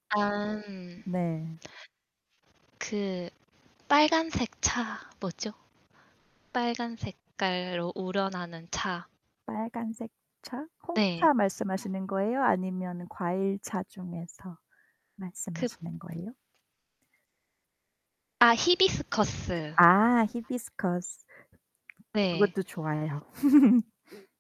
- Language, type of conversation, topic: Korean, unstructured, 커피와 차 중 어떤 음료를 더 선호하시나요?
- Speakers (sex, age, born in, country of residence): female, 25-29, South Korea, South Korea; female, 35-39, South Korea, Germany
- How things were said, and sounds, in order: static; other background noise; tapping; background speech; chuckle